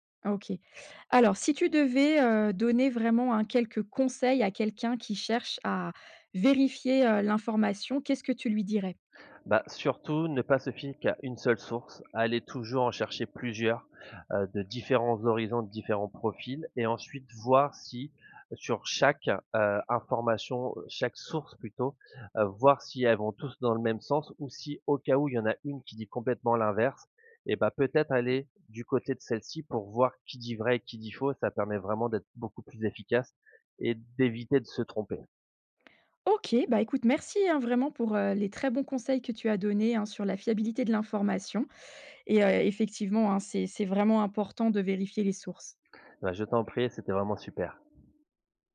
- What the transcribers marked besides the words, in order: none
- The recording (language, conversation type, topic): French, podcast, Comment repères-tu si une source d’information est fiable ?